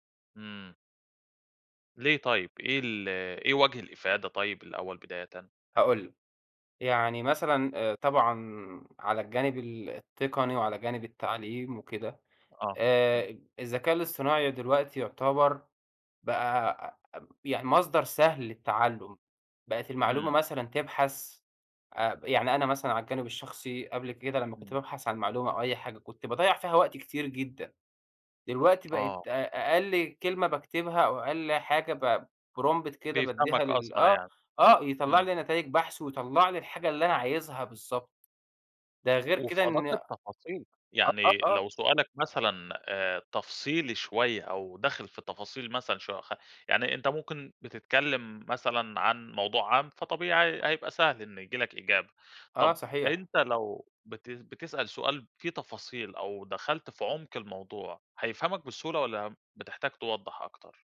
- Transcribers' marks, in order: tapping; in English: "p prompt"
- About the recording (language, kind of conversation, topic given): Arabic, podcast, تفتكر الذكاء الاصطناعي هيفيدنا ولا هيعمل مشاكل؟